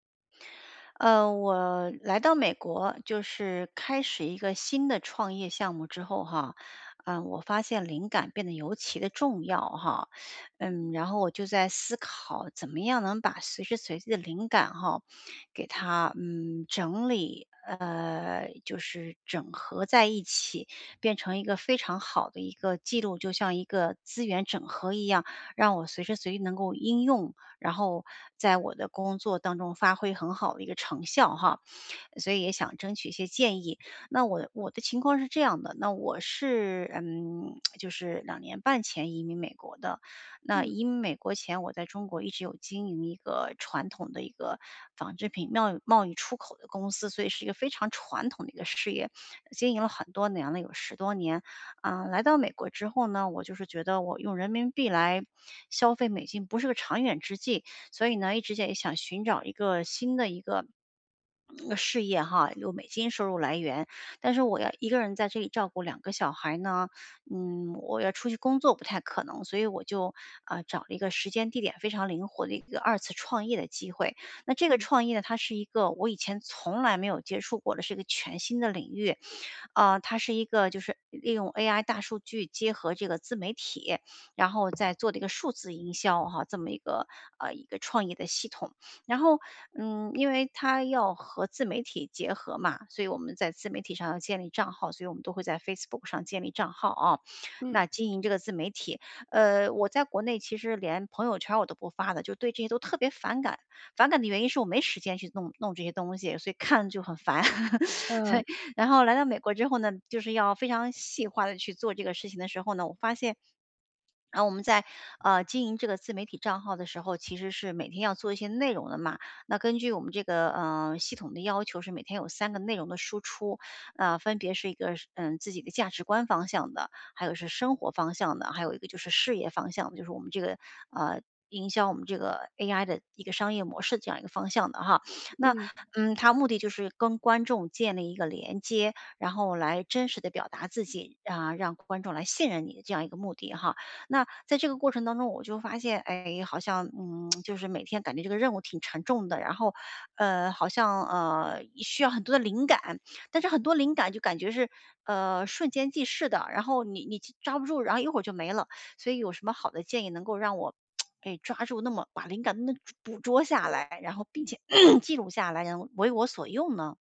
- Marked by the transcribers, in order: teeth sucking; lip smack; swallow; tapping; laughing while speaking: "很烦"; laugh; swallow; lip smack; lip smack; throat clearing
- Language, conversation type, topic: Chinese, advice, 我怎样把突发的灵感变成结构化且有用的记录？